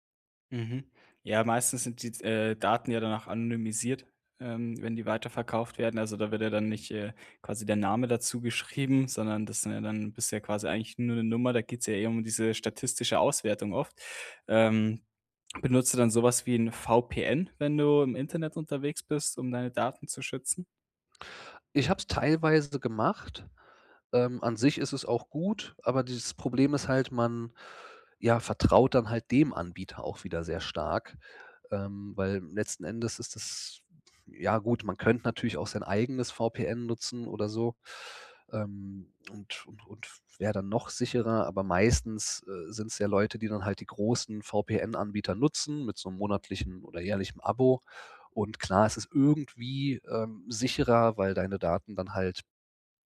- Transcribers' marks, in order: laughing while speaking: "geschrieben"; stressed: "dem"; stressed: "meistens"; stressed: "irgendwie"
- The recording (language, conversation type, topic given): German, podcast, Wie schützt du deine privaten Daten online?